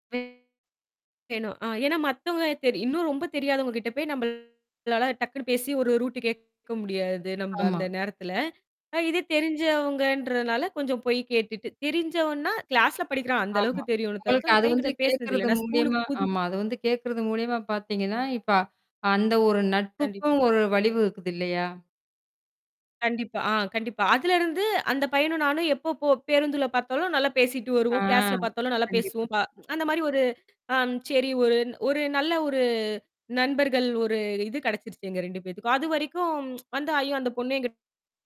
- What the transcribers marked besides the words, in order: distorted speech; "வலிமை" said as "வலிவு"; tapping; mechanical hum; tsk; tsk
- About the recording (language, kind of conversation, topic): Tamil, podcast, புதிய இடத்தில் புதிய நண்பர்களைச் சந்திக்க நீங்கள் என்ன செய்கிறீர்கள்?